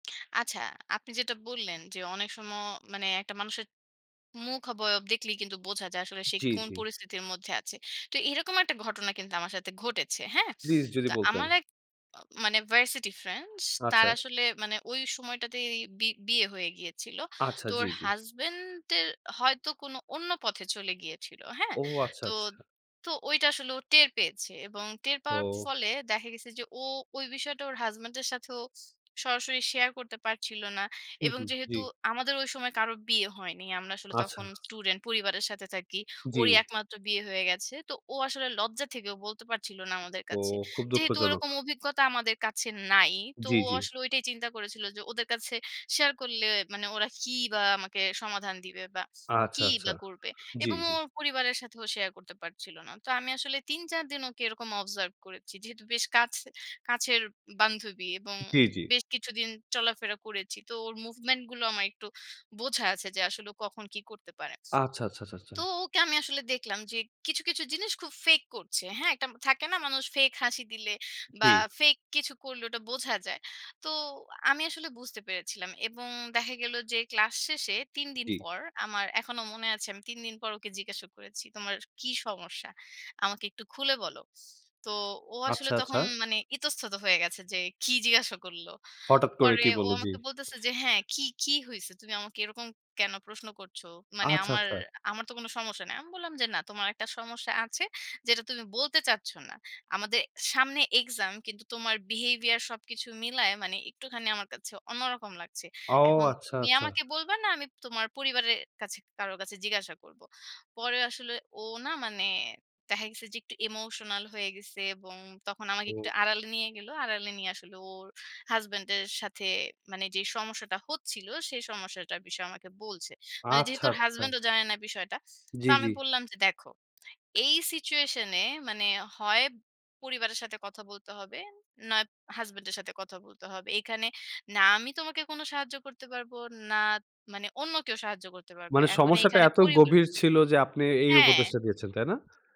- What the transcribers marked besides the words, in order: "সময়" said as "সম"; angry: "কী, কী হইছে? তুমি আমাকে … কোনো সমস্যা নাই"
- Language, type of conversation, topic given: Bengali, podcast, কঠিন সময় আপনি কীভাবে সামলে নেন?